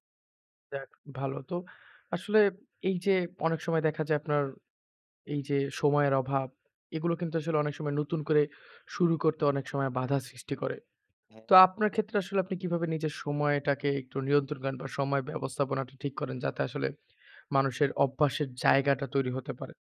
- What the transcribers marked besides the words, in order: none
- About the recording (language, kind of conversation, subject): Bengali, podcast, নতুন অভ্যাস শুরু করতে আপনি কী করেন, একটু বলবেন?